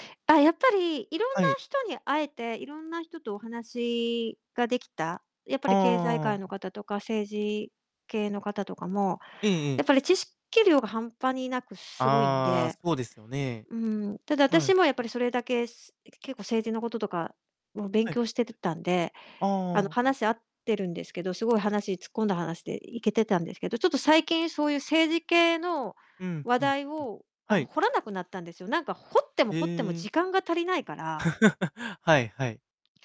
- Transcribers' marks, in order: distorted speech; giggle
- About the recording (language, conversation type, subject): Japanese, advice, 人付き合いを減らすべきか、それとも関係を続けるべきか迷っているのですが、どう判断すればよいですか？